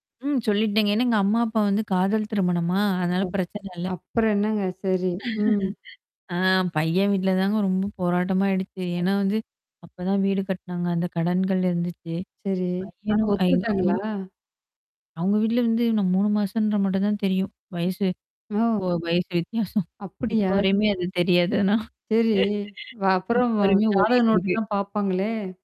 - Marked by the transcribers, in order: distorted speech; laugh; other noise; tapping; unintelligible speech; chuckle
- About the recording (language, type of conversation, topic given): Tamil, podcast, உங்களுக்கு மறக்க முடியாத ஒரு சந்திப்பு பற்றி சொல்ல முடியுமா?